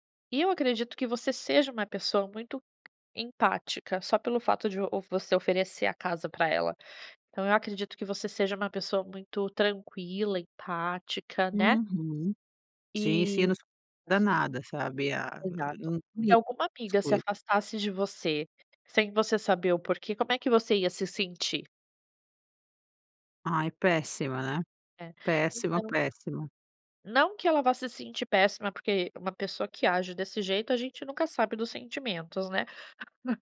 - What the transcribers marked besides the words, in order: tapping; chuckle
- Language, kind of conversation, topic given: Portuguese, advice, Como lidar com um conflito com um amigo que ignorou meus limites?